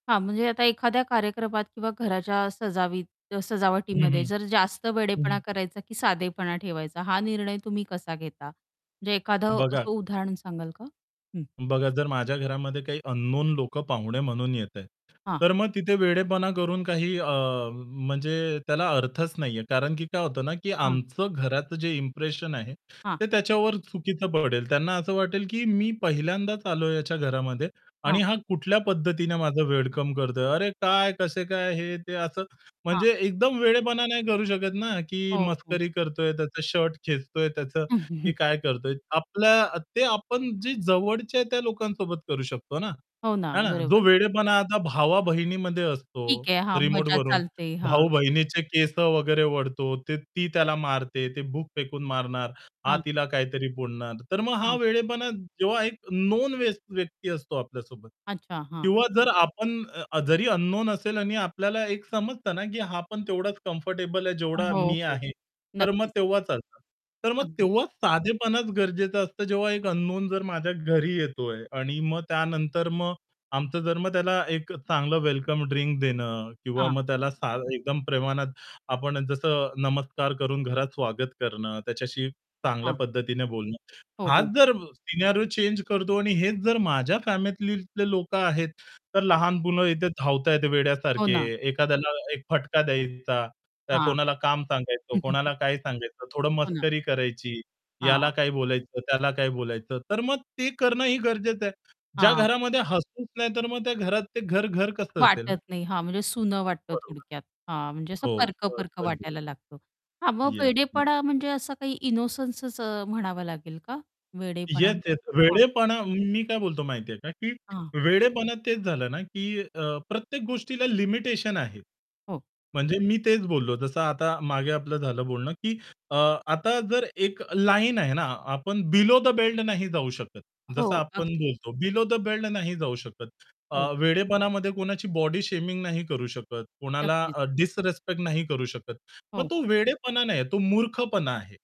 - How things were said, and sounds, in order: static; chuckle; in English: "कम्फर्टेबल"; distorted speech; in English: "सिनेरिओ"; other background noise; chuckle; unintelligible speech; other noise; in English: "इनोसन्सच"; in English: "लिमिटेशन"; in English: "बिलो द बेल्ट"; in English: "बिलो द बेल्ट"
- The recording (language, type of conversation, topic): Marathi, podcast, थाटामाट आणि साधेपणा यांच्यात योग्य तो समतोल तुम्ही कसा साधता?